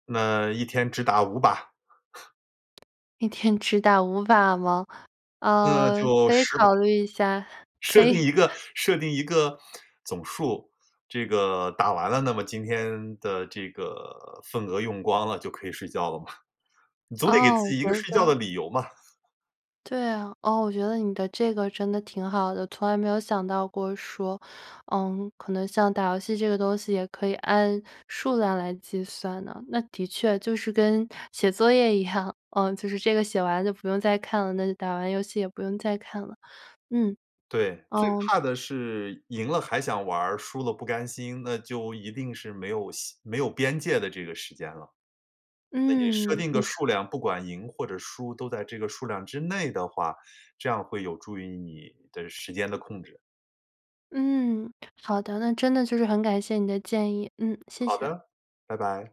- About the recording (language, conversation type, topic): Chinese, advice, 为什么我晚上睡前总是忍不住吃零食，结果影响睡眠？
- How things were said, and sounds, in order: other background noise; laughing while speaking: "可以"; laughing while speaking: "设定一个"; chuckle; unintelligible speech; laughing while speaking: "一样"